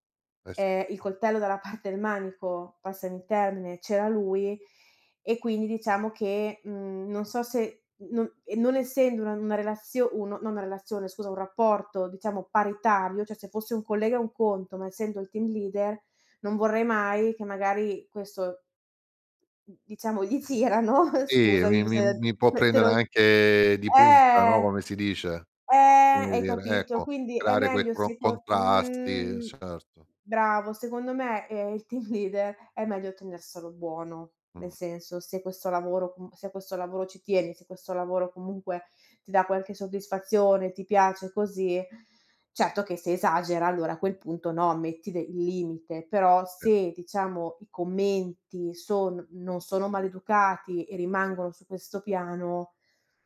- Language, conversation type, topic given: Italian, advice, Come posso stabilire dei limiti al lavoro senza offendere colleghi o superiori?
- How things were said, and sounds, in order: laughing while speaking: "parte"; "cioè" said as "ceh"; laughing while speaking: "girano"; drawn out: "Eh"; other background noise